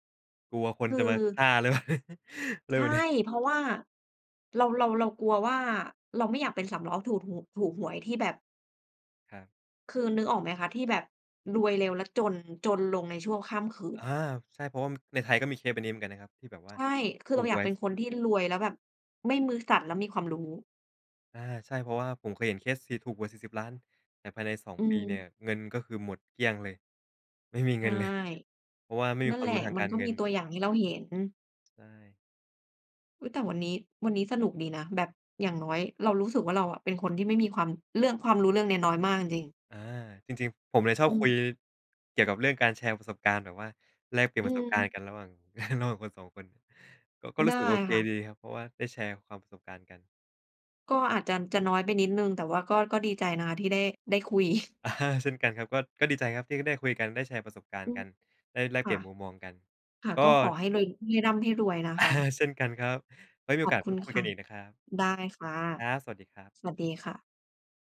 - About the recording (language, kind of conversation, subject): Thai, unstructured, เงินมีความสำคัญกับชีวิตคุณอย่างไรบ้าง?
- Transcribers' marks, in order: laughing while speaking: "เปล่า ?"; chuckle; laughing while speaking: "นี้"; tapping; "ที่" said as "สี่"; chuckle; chuckle; laughing while speaking: "อา"